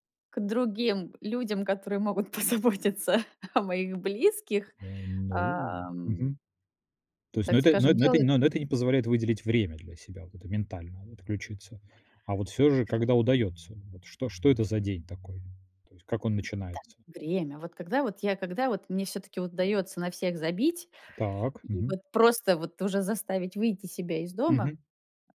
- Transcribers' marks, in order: laughing while speaking: "позаботиться"; tapping; other background noise
- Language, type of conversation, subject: Russian, podcast, Что для тебя значит «день для себя» и как ты его проводишь?